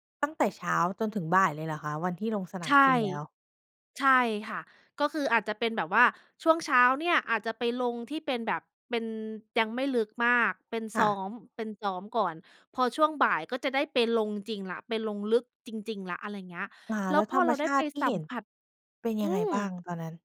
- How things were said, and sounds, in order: none
- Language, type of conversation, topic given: Thai, podcast, สถานที่ธรรมชาติแบบไหนที่ทำให้คุณรู้สึกผ่อนคลายที่สุด?